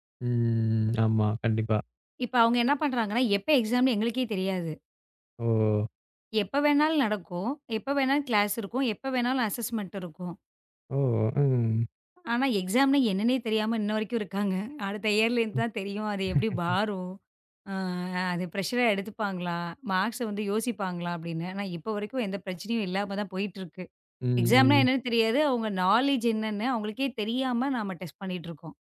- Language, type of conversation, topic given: Tamil, podcast, குழந்தைகளை படிப்பில் ஆர்வம் கொள்ளச் செய்வதில் உங்களுக்கு என்ன அனுபவம் இருக்கிறது?
- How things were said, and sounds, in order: drawn out: "ம்"; in English: "எக்ஸாம்"; tapping; in English: "அஸ்ஸஸ்மென்ட்"; in English: "எக்ஸாம்"; laughing while speaking: "இருக்காங்க"; in English: "இயர்"; chuckle; drawn out: "அ"; in English: "ப்ரெஷ்ஷரா"; in English: "எக்ஸாம்"; in English: "நாலேட்ஜ்"; in English: "டெஸ்ட்"